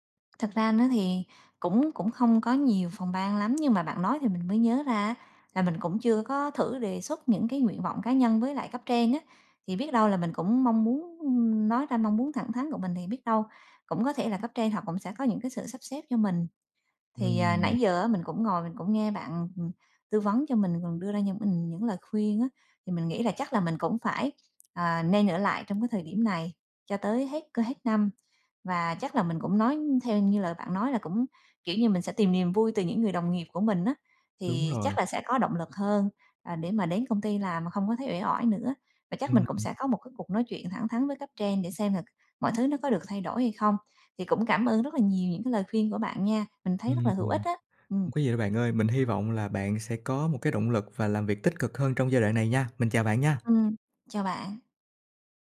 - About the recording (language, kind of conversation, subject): Vietnamese, advice, Mình muốn nghỉ việc nhưng lo lắng về tài chính và tương lai, mình nên làm gì?
- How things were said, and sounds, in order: tapping; other background noise